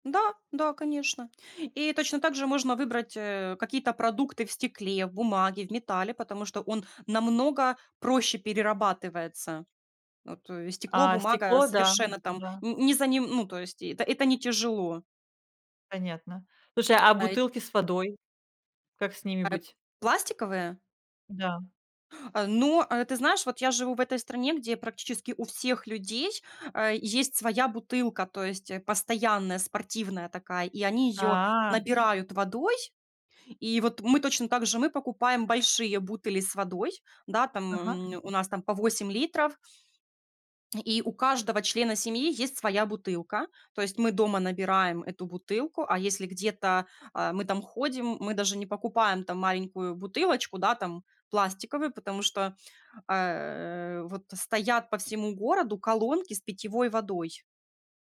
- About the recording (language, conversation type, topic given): Russian, podcast, Как можно сократить использование пластика дома?
- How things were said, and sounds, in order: tapping; other background noise